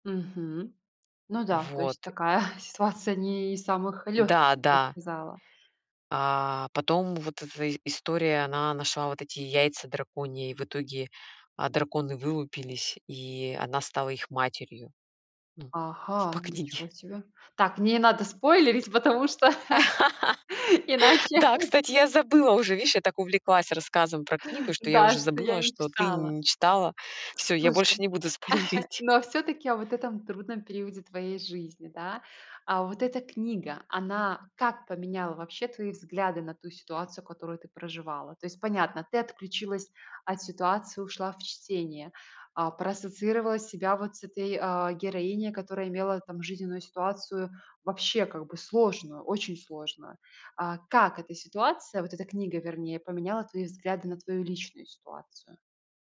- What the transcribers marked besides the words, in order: chuckle; surprised: "Ага, ничего себе"; laughing while speaking: "по книге"; tapping; laugh; chuckle; laughing while speaking: "иначе"; "видишь" said as "виш"; chuckle; laughing while speaking: "спойлерить"; other background noise
- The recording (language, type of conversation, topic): Russian, podcast, Какая книга помогла вам пережить трудный период?